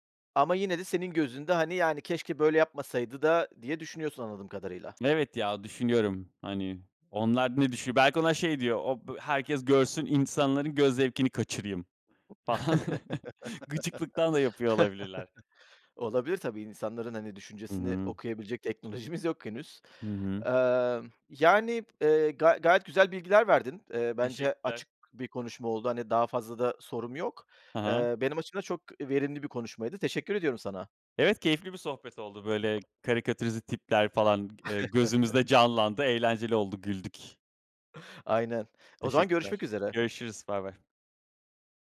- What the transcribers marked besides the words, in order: tsk; chuckle; laughing while speaking: "falan"; chuckle
- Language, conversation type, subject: Turkish, podcast, Kıyafetler özgüvenini nasıl etkiler sence?